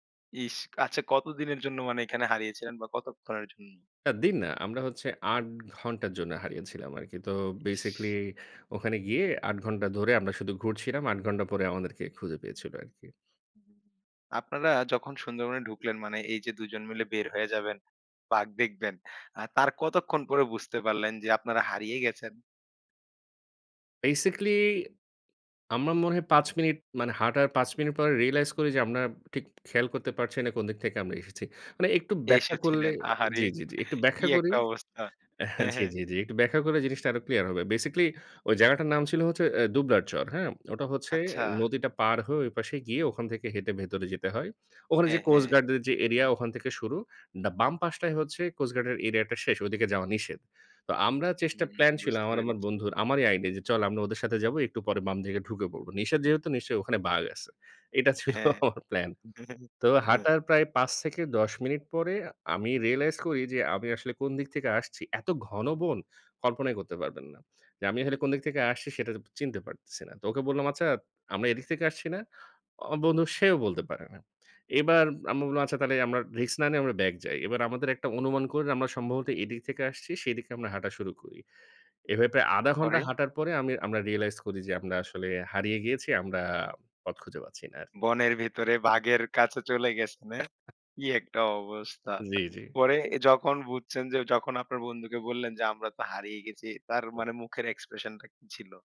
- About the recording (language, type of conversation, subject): Bengali, podcast, ভ্রমণের সময় তুমি কখনও হারিয়ে গেলে, সেই অভিজ্ঞতাটা কেমন ছিল?
- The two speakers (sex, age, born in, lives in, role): male, 25-29, Bangladesh, Bangladesh, host; male, 30-34, Bangladesh, Bangladesh, guest
- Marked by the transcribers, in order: other background noise; laughing while speaking: "আহারে! কি একটা অবস্থা। হ্যাঁ, হ্যাঁ"; laughing while speaking: "এইটা ছিল আমার প্ল্যান"; chuckle; in English: "expression"